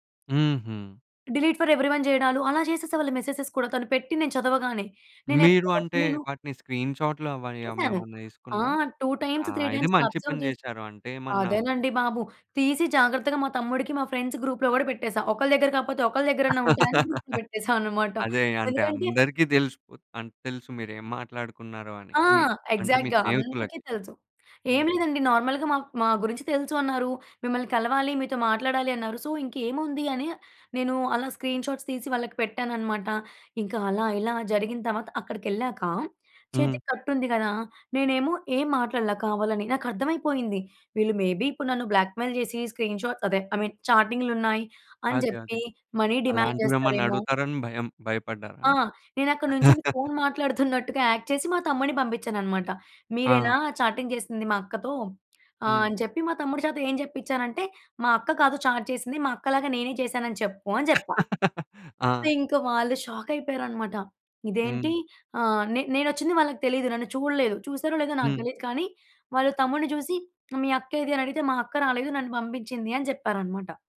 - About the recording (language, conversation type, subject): Telugu, podcast, ఆన్‌లైన్‌లో పరిచయమైన మిత్రులను ప్రత్యక్షంగా కలవడానికి మీరు ఎలా సిద్ధమవుతారు?
- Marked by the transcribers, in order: in English: "డిలీట్ ఫర్ ఎవ్రివన్"; in English: "మెసేజెస్"; in English: "టూ టైమ్స్, త్రీ టైమ్స్"; in English: "అబ్జర్వ్"; in English: "ఫ్రెండ్స్ గ్రూప్‌లో"; laugh; in English: "గ్రూప్‌లో"; chuckle; in English: "ఎగ్జాక్ట్‌గా"; in English: "నార్మల్‍గా"; in English: "సో"; in English: "స్క్రీన్‌షాట్స్"; in English: "బ్లాక్‌మెయిల్"; in English: "స్క్రీన్‌షాట్స్"; in English: "ఐ మీన్"; in English: "మనీ డిమాండ్"; chuckle; in English: "యాక్ట్"; in English: "చాటింగ్"; in English: "చాట్"; chuckle; in English: "షాక్"